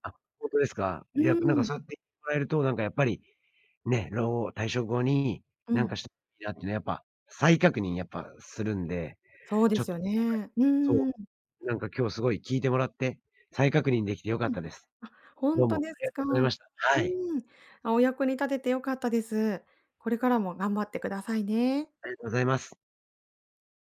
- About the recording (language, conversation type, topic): Japanese, advice, 退職後に新しい日常や目的を見つけたいのですが、どうすればよいですか？
- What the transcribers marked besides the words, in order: none